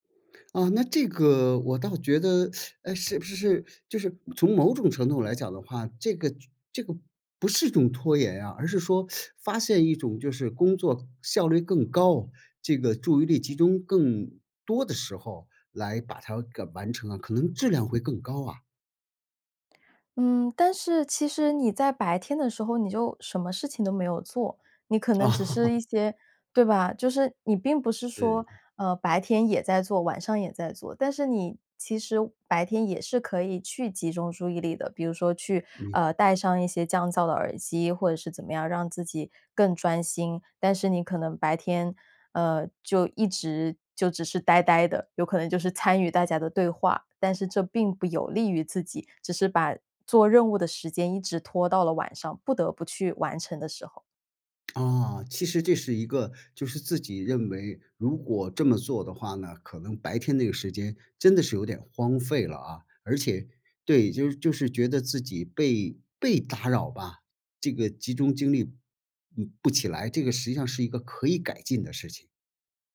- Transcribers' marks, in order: teeth sucking; teeth sucking; laugh; lip smack
- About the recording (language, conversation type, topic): Chinese, podcast, 你在拖延时通常会怎么处理？